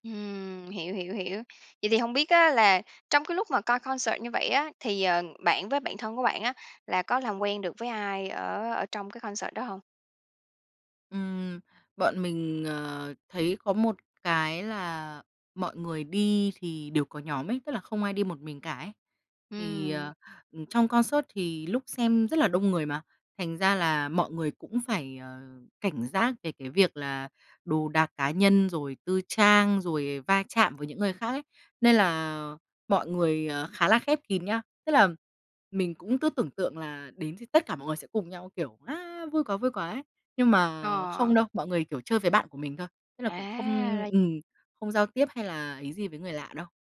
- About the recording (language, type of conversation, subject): Vietnamese, podcast, Bạn có kỷ niệm nào khi đi xem hòa nhạc cùng bạn thân không?
- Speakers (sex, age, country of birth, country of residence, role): female, 25-29, Vietnam, Vietnam, guest; female, 30-34, Vietnam, Vietnam, host
- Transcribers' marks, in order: in English: "concert"; in English: "concert"; in English: "concert"; tapping